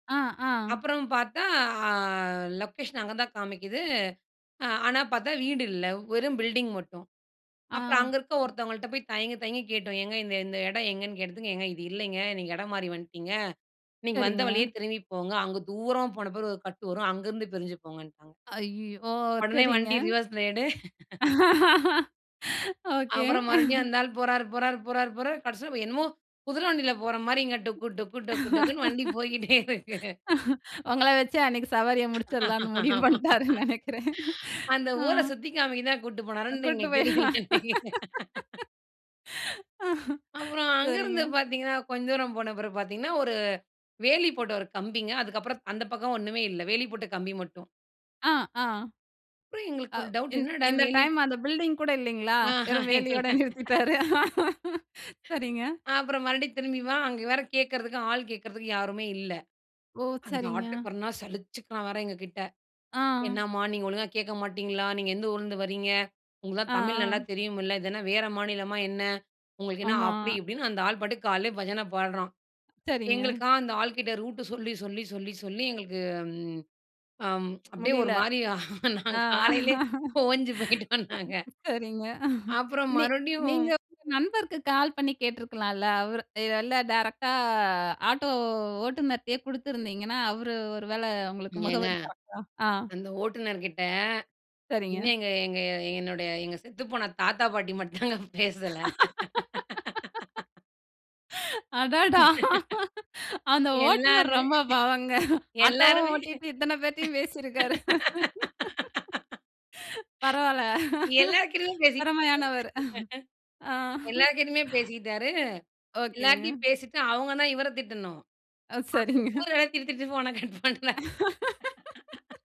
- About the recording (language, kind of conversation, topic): Tamil, podcast, ஒரு புதிய நகரில் எப்படிச் சங்கடமில்லாமல் நண்பர்களை உருவாக்கலாம்?
- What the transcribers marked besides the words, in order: other background noise; laugh; laugh; laugh; laughing while speaking: "உங்கள வச்சு அன்னக்கி சவாரிய முடிச்சிர்லான்னு முடிவு பண்ணிட்டாருன்னு நினைக்கிறேன்"; laughing while speaking: "போயிட்டே இருக்கு"; laughing while speaking: "ஆமா"; laughing while speaking: "அ கூட்டிட்டு போய்"; laughing while speaking: "எங்களுக்கு தெரியல"; laugh; laughing while speaking: "ஆஹா!"; laughing while speaking: "வெறும் வேலையோட நிறுத்திட்டாரு"; tapping; laugh; laughing while speaking: "காலையிலே ஓஞ்சு போயிட்டோம் நாங்க"; laughing while speaking: "தாத்தா பாட்டி மட்டும் தாங்க பேசல"; laugh; laughing while speaking: "அடடா! அந்த ஓட்டுனர் ரொம்ப பாவங்க. ஆட்டோவும் ஓட்டிட்டு இத்தனை பேரையும் பேசியிருக்காரு. பரவால்ல. திறமையானவர்"; laugh; laughing while speaking: "எல்லாமே எல்லாருமே! எல்லார்கிட்டயும் பேசிட்டாரு! எல்லார்கிட்டயுமே பேசிட்டாரு. எல்லாருட்டயும் பேசிட்டு அவுங்க தான் இவர திட்டணும்"; laugh; laugh; laughing while speaking: "ஓ! சரிங்க"; laugh; unintelligible speech; unintelligible speech